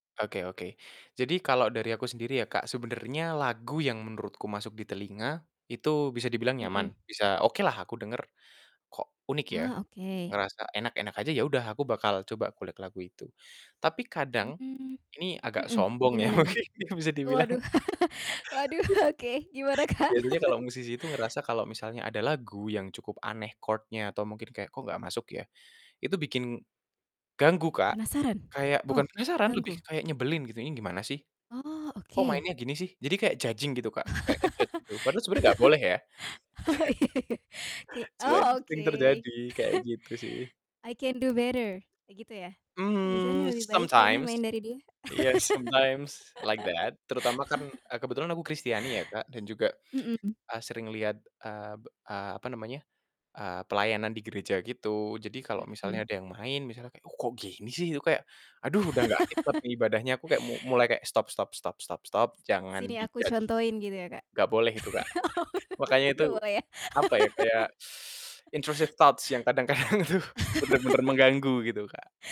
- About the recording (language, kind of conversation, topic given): Indonesian, podcast, Gimana keluarga memengaruhi selera musikmu?
- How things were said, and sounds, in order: distorted speech; laugh; laughing while speaking: "mungkin"; laughing while speaking: "dibilang"; laugh; chuckle; other noise; laughing while speaking: "Kak?"; laugh; in English: "judging"; laugh; in English: "nge-judge"; laughing while speaking: "I"; chuckle; in English: "I can do better"; chuckle; in English: "sometimes"; in English: "sometimes like that"; laugh; laugh; in English: "di-judge"; laugh; laughing while speaking: "Oh"; teeth sucking; in English: "intrusive thoughts"; laugh; laughing while speaking: "kadang-kadang tuh"; laugh